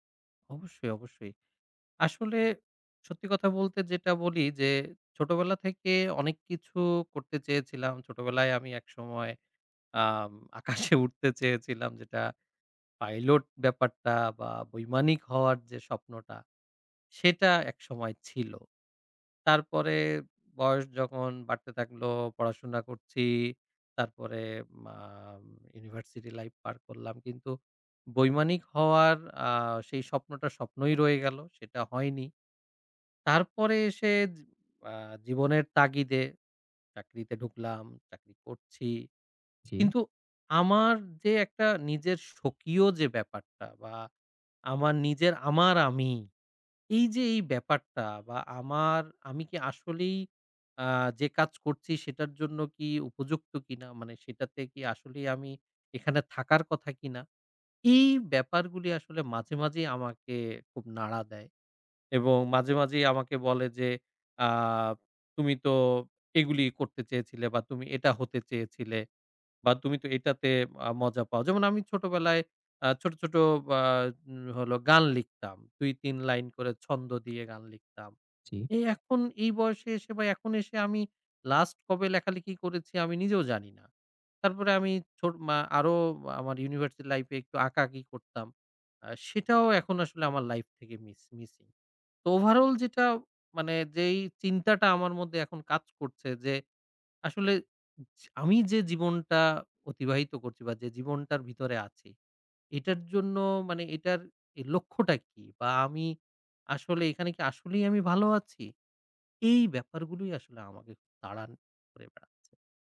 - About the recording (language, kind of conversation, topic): Bengali, advice, জীবনের বাধ্যবাধকতা ও কাজের চাপের মধ্যে ব্যক্তিগত লক্ষ্যগুলোর সঙ্গে কীভাবে সামঞ্জস্য করবেন?
- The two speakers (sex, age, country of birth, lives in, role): male, 20-24, Bangladesh, Bangladesh, advisor; male, 30-34, Bangladesh, Bangladesh, user
- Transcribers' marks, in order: laughing while speaking: "আকাশে উড়তে চেয়েছিলাম"; tapping